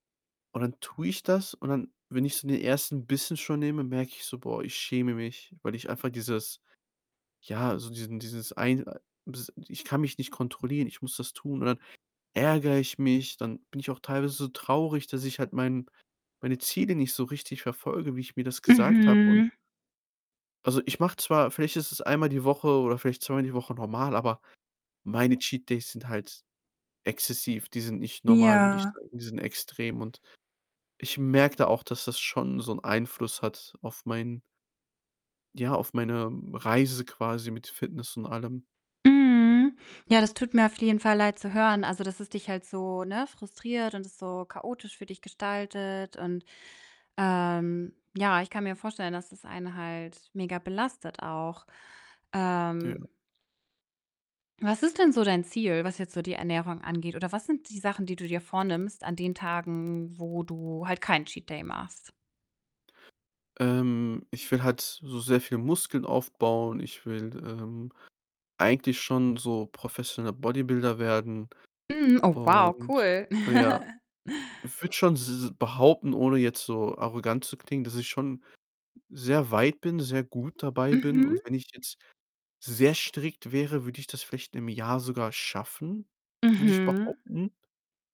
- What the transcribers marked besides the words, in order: in English: "Cheat Days"; distorted speech; static; unintelligible speech; other background noise; in English: "Cheat Day"; laugh
- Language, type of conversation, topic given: German, advice, Wie fühlst du dich nach einem „Cheat-Day“ oder wenn du eine Extraportion gegessen hast?